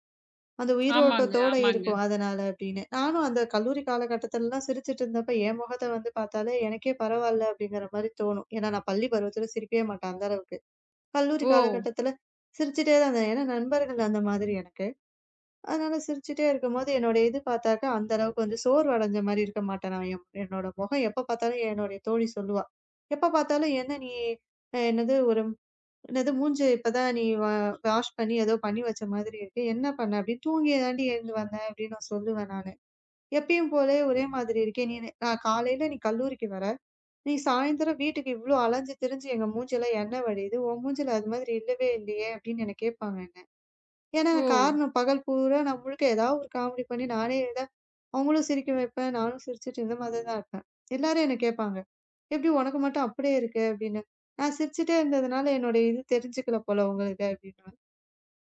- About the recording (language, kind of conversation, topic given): Tamil, podcast, சிரித்துக்கொண்டிருக்கும் போது அந்தச் சிரிப்பு உண்மையானதா இல்லையா என்பதை நீங்கள் எப்படி அறிகிறீர்கள்?
- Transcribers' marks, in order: tsk